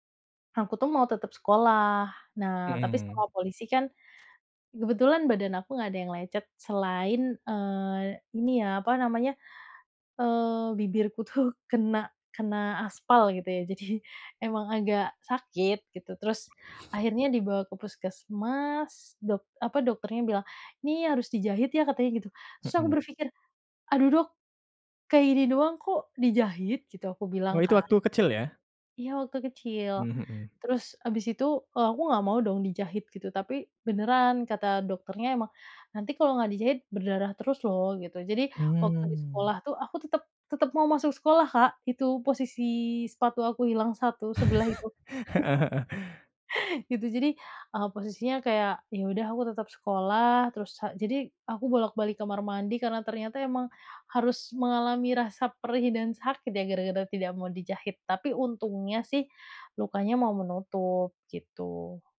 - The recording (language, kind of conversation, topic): Indonesian, podcast, Pernahkah Anda mengalami kecelakaan ringan saat berkendara, dan bagaimana ceritanya?
- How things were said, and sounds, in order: tapping; laughing while speaking: "tuh"; laughing while speaking: "jadi"; other background noise; chuckle; chuckle